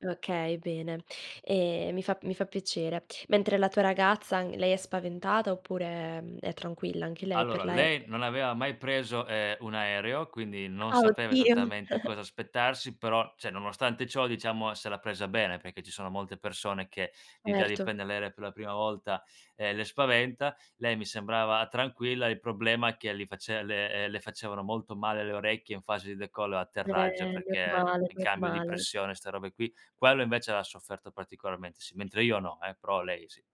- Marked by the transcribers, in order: chuckle; "cioè" said as "ceh"; "Erto" said as "oerto"; "l'aereo" said as "ereo"
- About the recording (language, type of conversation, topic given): Italian, podcast, Qual è un viaggio che non dimenticherai mai?